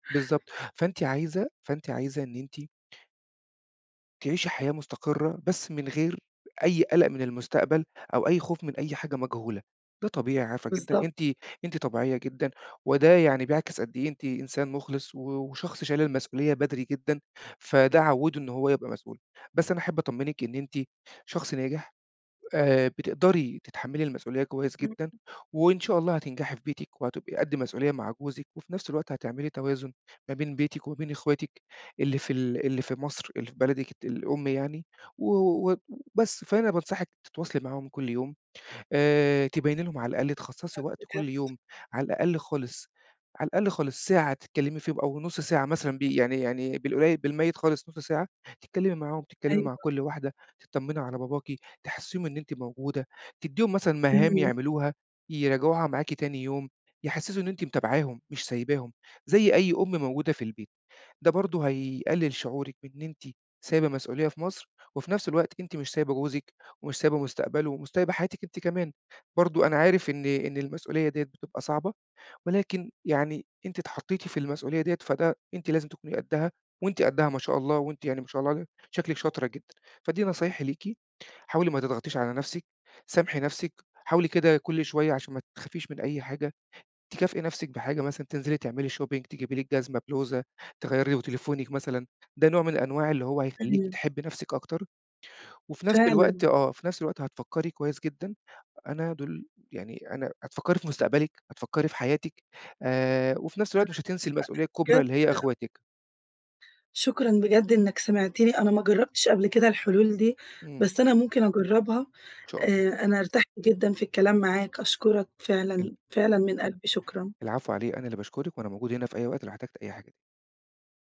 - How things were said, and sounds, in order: other noise; in English: "shopping"; unintelligible speech; unintelligible speech; tapping
- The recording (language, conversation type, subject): Arabic, advice, صعوبة قبول التغيير والخوف من المجهول